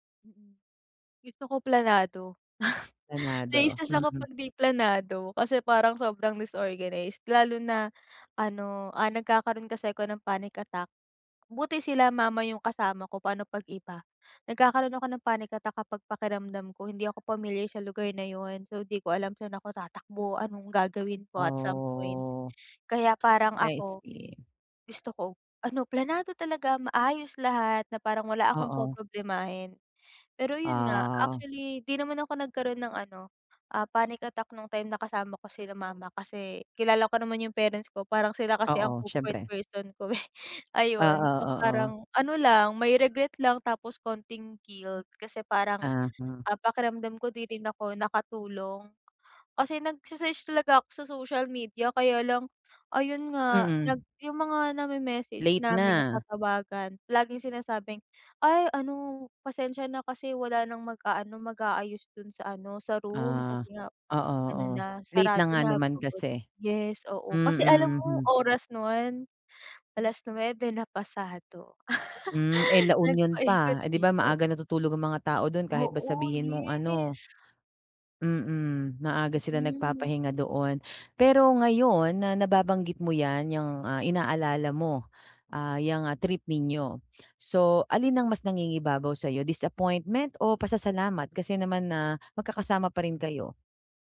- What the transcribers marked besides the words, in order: chuckle; other background noise; tapping; drawn out: "Oh"; laughing while speaking: "eh"; chuckle
- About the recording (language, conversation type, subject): Filipino, advice, Paano mo mababawasan ang stress at mas maayos na mahaharap ang pagkaantala sa paglalakbay?
- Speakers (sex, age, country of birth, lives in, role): female, 20-24, Philippines, Philippines, user; female, 40-44, Philippines, Philippines, advisor